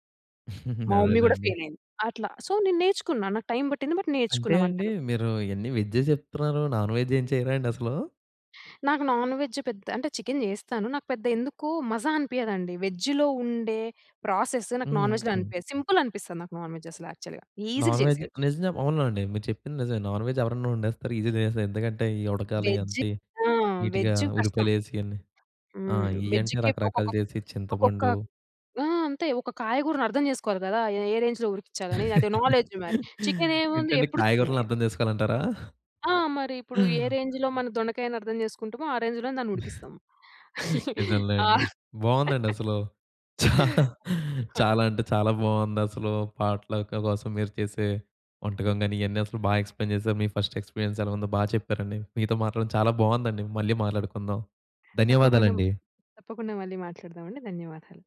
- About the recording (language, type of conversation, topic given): Telugu, podcast, పొట్లక్‌కు మీరు సాధారణంగా ఏమి తీసుకెళ్తారు?
- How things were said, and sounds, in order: chuckle; in English: "మమ్మీ"; in English: "ఫెయిల్"; in English: "సో"; in English: "టైమ్"; in English: "బట్"; in English: "నాన్‌వెజ్"; in English: "నాన్‌వెజ్"; in Hindi: "మజా"; in English: "వెజ్‌లో"; in English: "ప్రాసెస్"; in English: "నాన్‌వెజ్‌లో"; in English: "సింపుల్"; in English: "నాన్‌వెజ్"; in English: "యాక్చువల్‌గా. ఈసీగా"; in English: "నాన్‌వెజ్"; in English: "నాన్‌వెజ్"; in English: "ఈజీగా"; in English: "వెజ్"; in English: "వెజ్"; in English: "వెజ్‌కి"; in English: "రేంజ్‌లో"; laugh; in English: "నాలెడ్జ్"; gasp; in English: "రేంజ్‌లో"; chuckle; in English: "రేంజ్‌లోనే"; laugh; in English: "పాట్‌లక్"; unintelligible speech; in English: "ఎక్స్‌ప్లెయిన్"; in English: "ఫస్ట్ ఎక్స్‌పీరియన్స్"